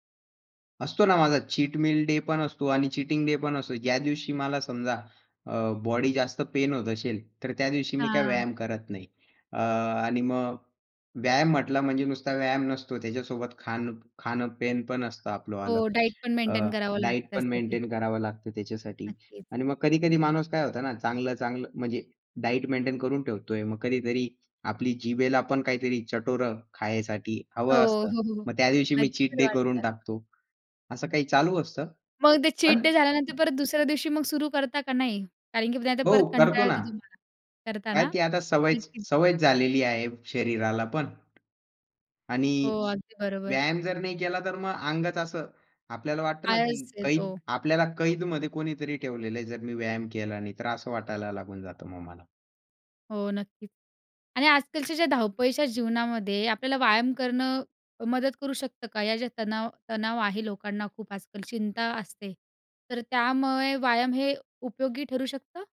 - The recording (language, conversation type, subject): Marathi, podcast, व्यायामासाठी तुम्ही प्रेरणा कशी मिळवता?
- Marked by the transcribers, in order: in English: "चीट मील डे"; in English: "डाएट"; in English: "डायट"; in English: "डायट"; in English: "चीट डे"; in English: "चीट डे"; other background noise; unintelligible speech